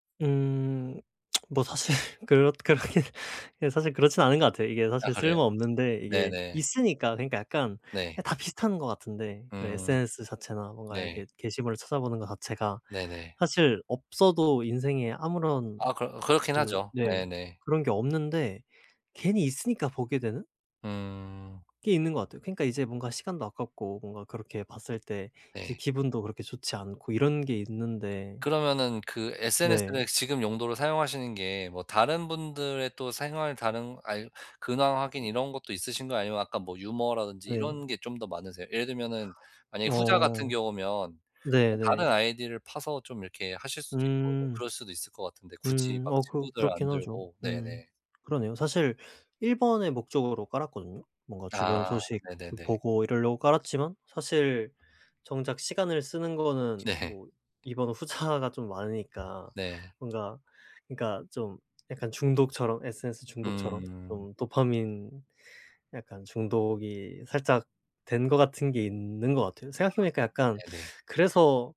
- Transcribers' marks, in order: tsk; laughing while speaking: "사실"; laughing while speaking: "그렇긴"; tapping; other background noise; laughing while speaking: "네"; laughing while speaking: "후자가"
- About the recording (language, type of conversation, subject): Korean, advice, SNS에서 전 연인의 게시물을 계속 보게 될 때 그만두려면 어떻게 해야 하나요?